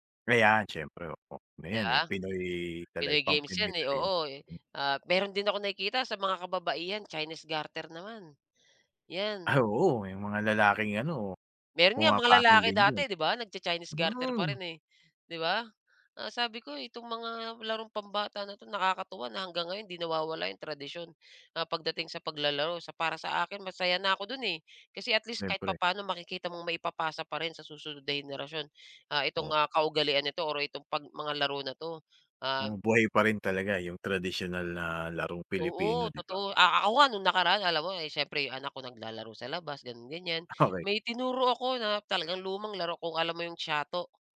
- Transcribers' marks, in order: laughing while speaking: "Okey"
- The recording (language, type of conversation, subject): Filipino, podcast, Anong larong kalye ang hindi nawawala sa inyong purok, at paano ito nilalaro?